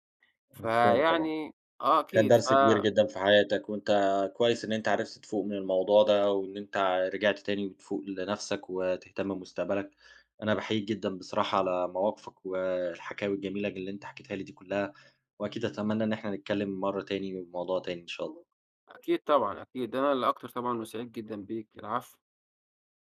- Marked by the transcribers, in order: other background noise
- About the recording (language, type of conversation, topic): Arabic, podcast, إزاي تقدر تبتدي صفحة جديدة بعد تجربة اجتماعية وجعتك؟